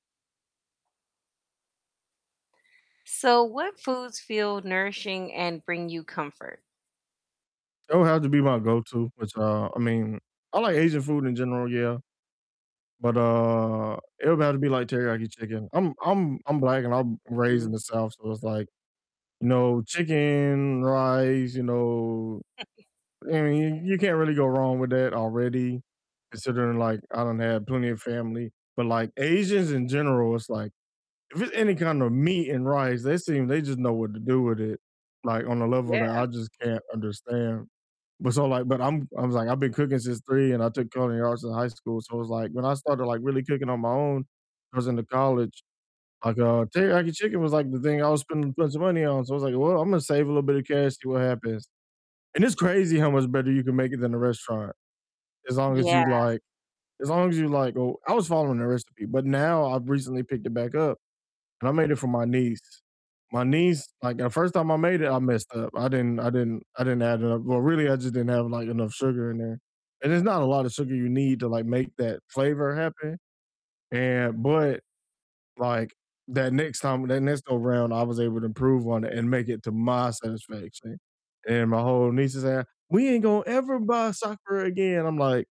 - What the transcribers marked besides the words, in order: distorted speech; chuckle
- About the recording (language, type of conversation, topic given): English, unstructured, What foods feel nourishing and comforting to you, and how do you balance comfort and health?